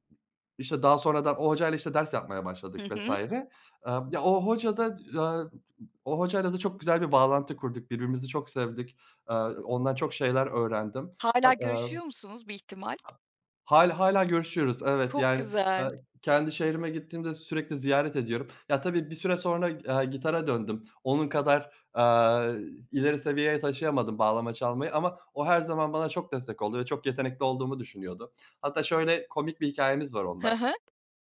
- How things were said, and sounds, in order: unintelligible speech; tapping; other background noise
- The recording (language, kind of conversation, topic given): Turkish, podcast, Bir müzik aleti çalmaya nasıl başladığını anlatır mısın?